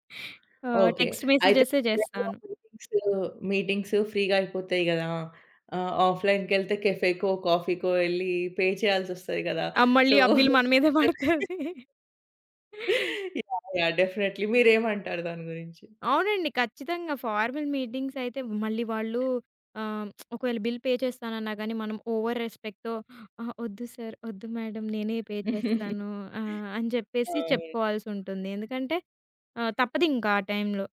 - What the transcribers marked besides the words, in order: in English: "మీటింగ్స్, మీటింగ్స్ ఫ్రీగా"; in English: "పే"; laughing while speaking: "బిల్ మన మీద వడతది"; in English: "బిల్"; laugh; in English: "డెఫినైట్లీ"; other background noise; in English: "ఫార్మల్ మీటింగ్స్"; lip smack; in English: "బిల్ పే"; in English: "ఓవర్ రెస్పెక్ట్‌తో"; in English: "మేడం"; chuckle; in English: "పే"
- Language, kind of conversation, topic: Telugu, podcast, ఆన్‌లైన్ సమావేశంలో పాల్గొనాలా, లేక ప్రత్యక్షంగా వెళ్లాలా అని మీరు ఎప్పుడు నిర్ణయిస్తారు?